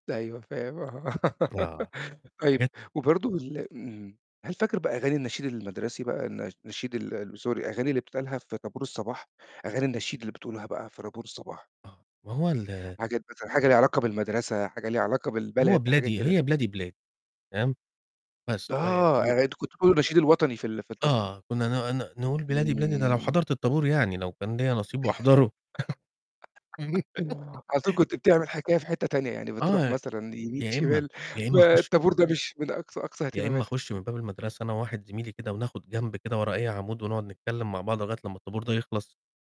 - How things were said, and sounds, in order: laugh; in English: "Sorry"; "طابور" said as "رابور"; laugh; laugh
- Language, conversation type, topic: Arabic, podcast, إيه الأغنية اللي بترجع لك ذكريات الطفولة؟